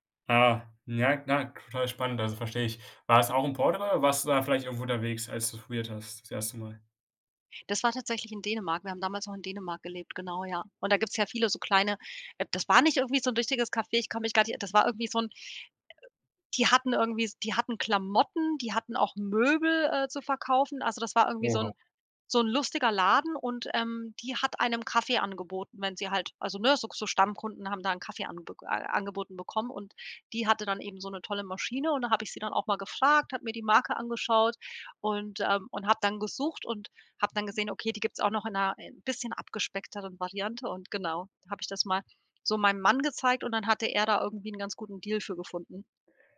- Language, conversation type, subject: German, podcast, Welche kleinen Alltagsfreuden gehören bei dir dazu?
- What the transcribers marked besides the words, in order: none